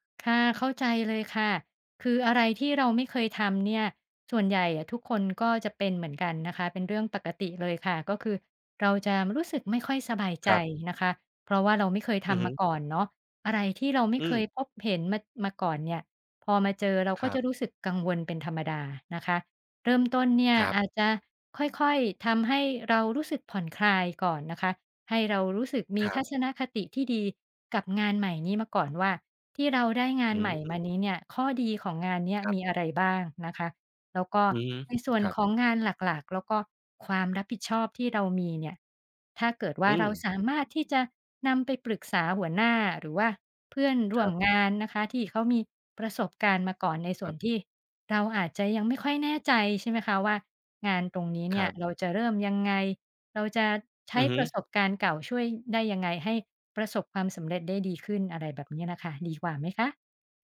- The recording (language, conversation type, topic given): Thai, advice, คุณควรปรับตัวอย่างไรเมื่อเริ่มงานใหม่ในตำแหน่งที่ไม่คุ้นเคย?
- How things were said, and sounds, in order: other background noise; tapping